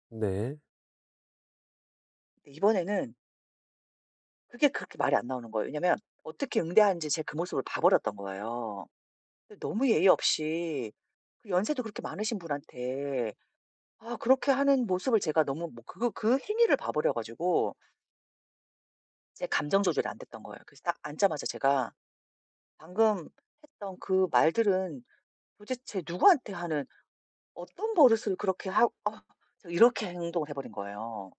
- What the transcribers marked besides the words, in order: other background noise
- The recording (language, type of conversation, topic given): Korean, advice, 감정을 더 잘 알아차리고 조절하려면 어떻게 하면 좋을까요?